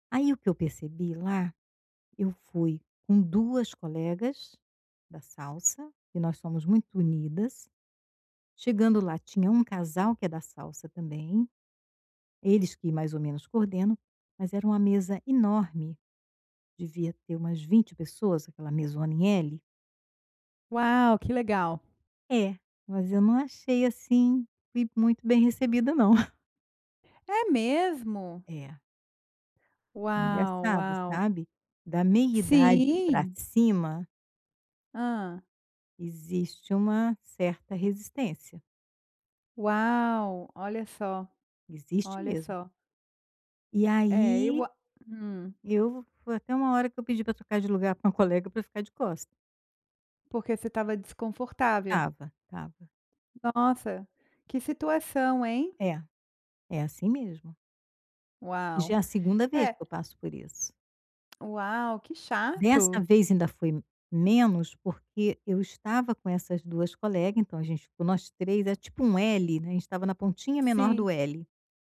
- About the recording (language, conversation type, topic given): Portuguese, advice, Como posso lidar com diferenças culturais e ajustar expectativas ao me mudar?
- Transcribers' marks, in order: tapping; chuckle; other background noise